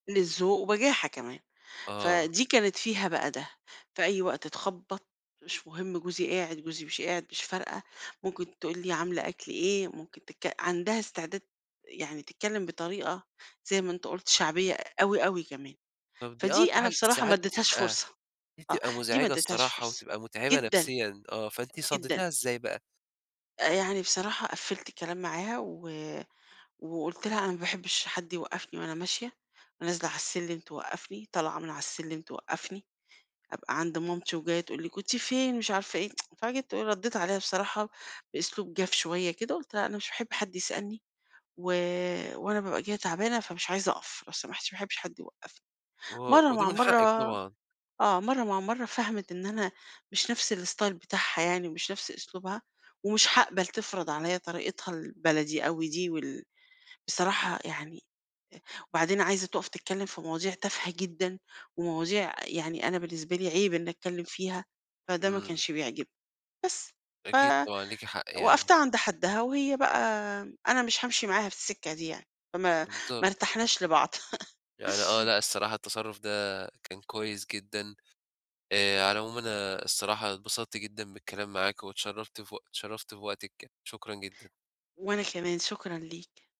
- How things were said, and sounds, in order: tsk; in English: "الستايل"; tapping; laugh
- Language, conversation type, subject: Arabic, podcast, ليه الجار الكويس مهم بالنسبة لك؟